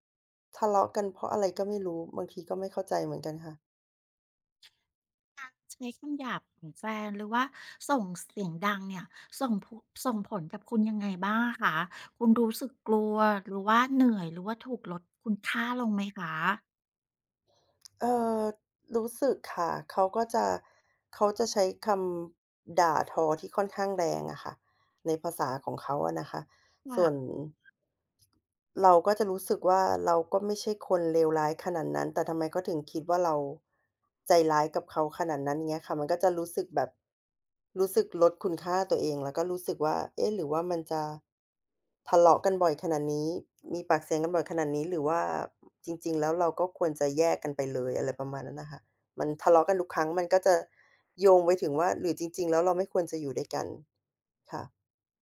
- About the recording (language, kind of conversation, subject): Thai, advice, คุณทะเลาะกับแฟนบ่อยแค่ไหน และมักเป็นเรื่องอะไร?
- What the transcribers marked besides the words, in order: other background noise; "การ" said as "อา"; tapping